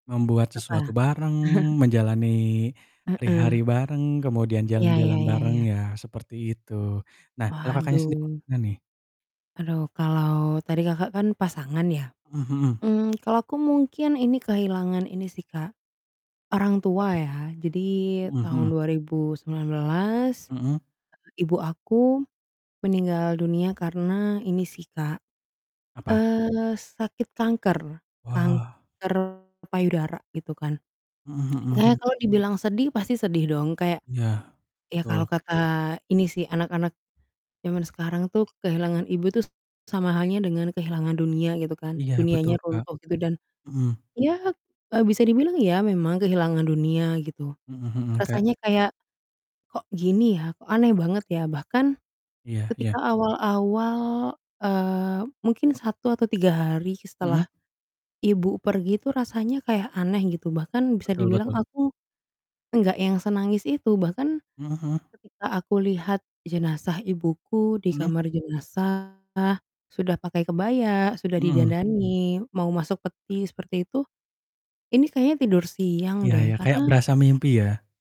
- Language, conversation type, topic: Indonesian, unstructured, Apa hal yang paling sulit kamu hadapi setelah kehilangan seseorang?
- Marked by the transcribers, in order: chuckle; tapping; distorted speech; other background noise; static